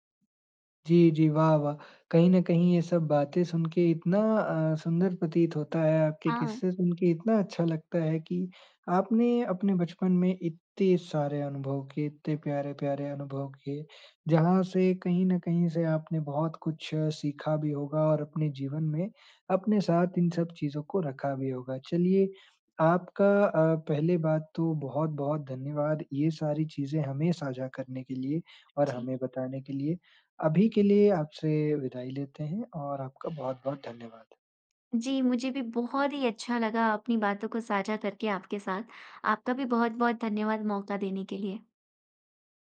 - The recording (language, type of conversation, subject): Hindi, podcast, बचपन की कौन-सी ऐसी याद है जो आज भी आपको हँसा देती है?
- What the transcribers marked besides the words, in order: "इतने" said as "इत्ते"; other background noise